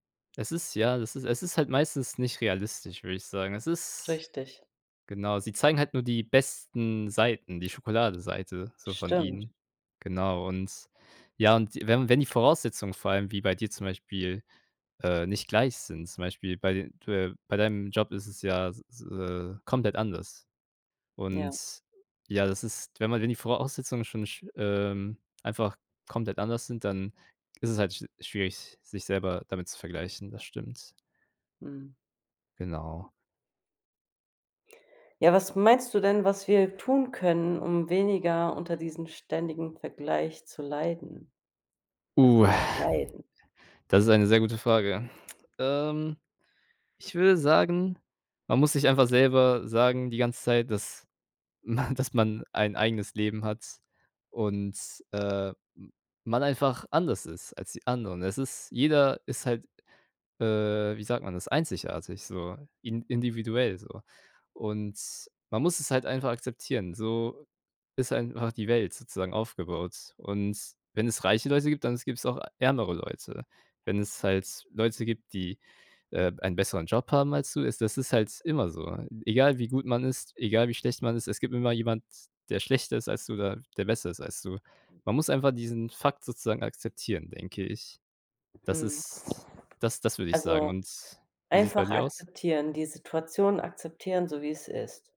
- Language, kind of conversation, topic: German, unstructured, Was hältst du von dem Leistungsdruck, der durch ständige Vergleiche mit anderen entsteht?
- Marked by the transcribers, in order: other background noise